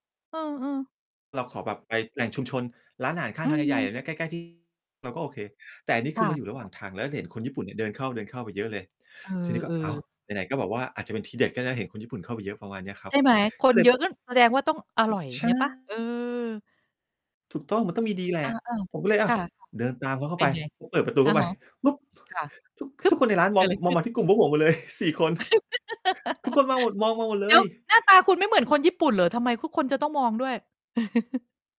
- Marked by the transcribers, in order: distorted speech; tapping; laughing while speaking: "เลย สี่ คน"; laugh; chuckle
- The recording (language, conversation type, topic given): Thai, podcast, คุณเคยค้นพบอะไรโดยบังเอิญระหว่างท่องเที่ยวบ้าง?